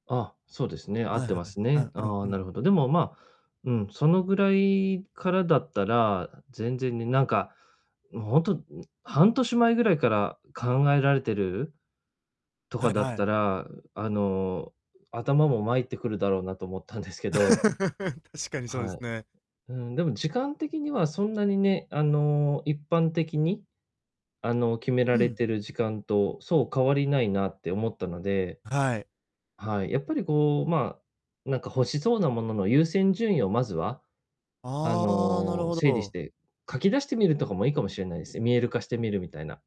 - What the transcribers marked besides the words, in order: chuckle; laugh
- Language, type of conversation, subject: Japanese, advice, 買い物で選択肢が多すぎて迷ったとき、どうやって決めればいいですか？